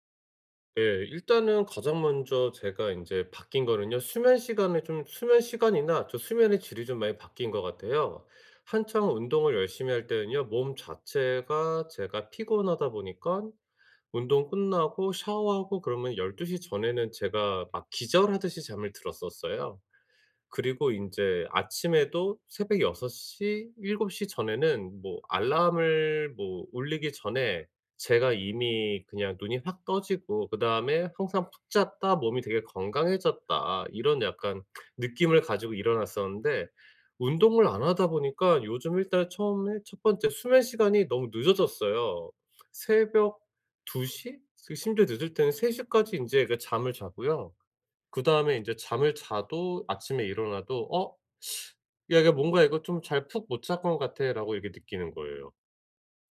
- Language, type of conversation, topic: Korean, advice, 피로 신호를 어떻게 알아차리고 예방할 수 있나요?
- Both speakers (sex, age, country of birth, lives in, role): female, 40-44, South Korea, South Korea, advisor; male, 40-44, South Korea, United States, user
- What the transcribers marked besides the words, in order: teeth sucking